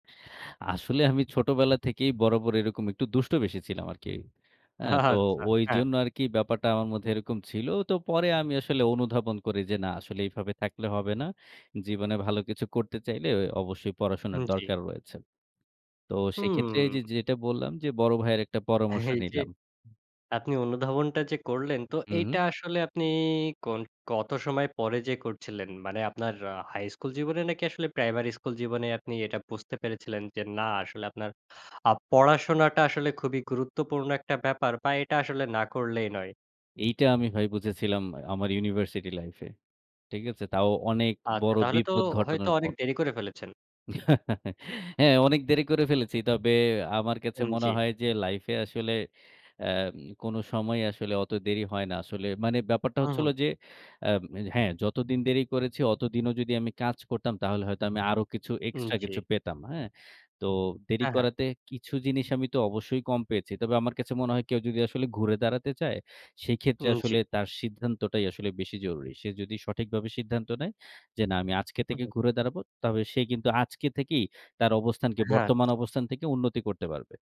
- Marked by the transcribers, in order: inhale; laughing while speaking: "আচ্ছা"; laughing while speaking: "এই যে"; chuckle
- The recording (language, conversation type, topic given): Bengali, podcast, পড়াশোনায় ধারাবাহিকতা কীভাবে বজায় রাখা যায়?